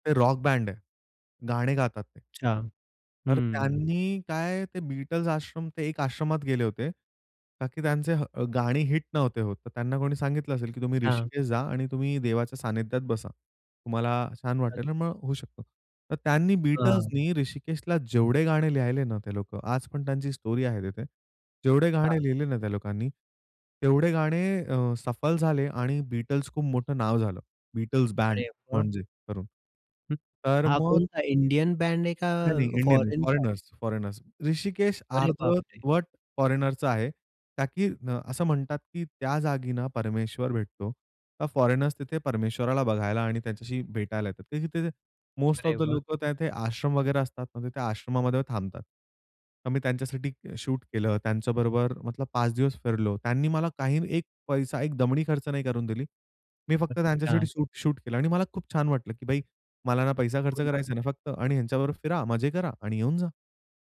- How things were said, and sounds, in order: tapping; surprised: "अरे बापरे!"; in English: "मोस्ट ऑफ द"
- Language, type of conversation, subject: Marathi, podcast, गेल्या प्रवासातली सर्वात मजेशीर घटना कोणती होती?